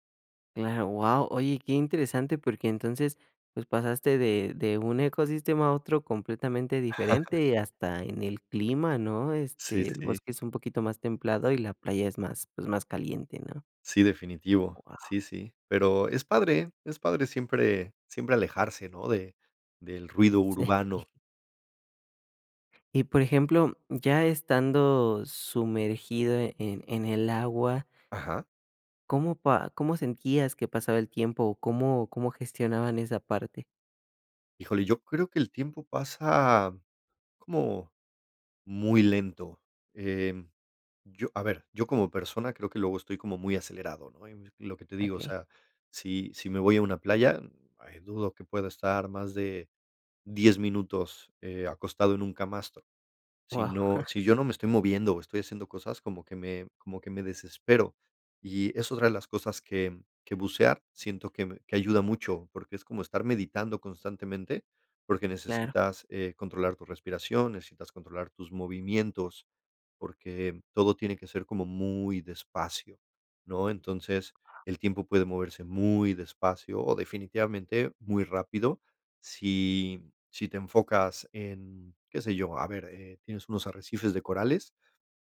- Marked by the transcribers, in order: chuckle; chuckle; chuckle; other background noise
- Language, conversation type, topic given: Spanish, podcast, ¿Cómo describirías la experiencia de estar en un lugar sin ruido humano?